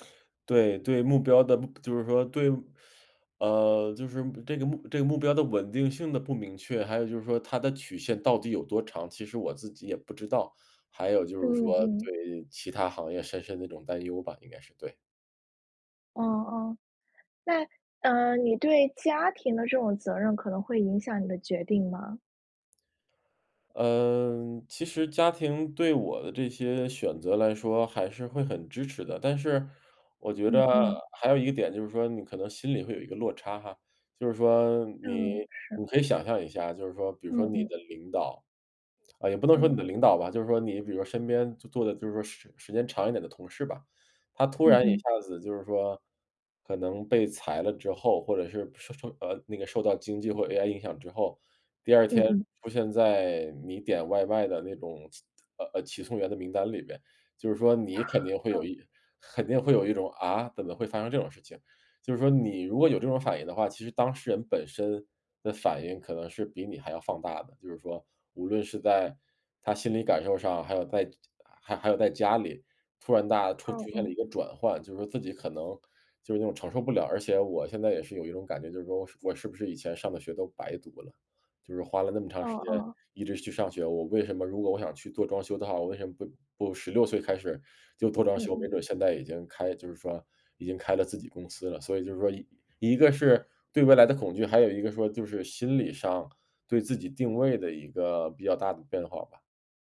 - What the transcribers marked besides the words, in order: teeth sucking; "肯定" said as "很定"; chuckle
- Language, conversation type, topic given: Chinese, advice, 我该选择进修深造还是继续工作？